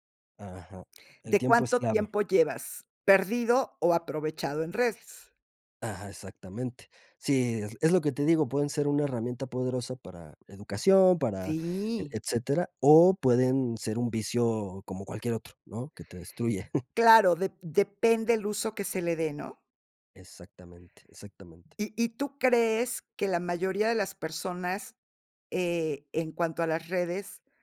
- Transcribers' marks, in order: chuckle; other background noise
- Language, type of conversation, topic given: Spanish, podcast, ¿Qué opinas de las redes sociales en la vida cotidiana?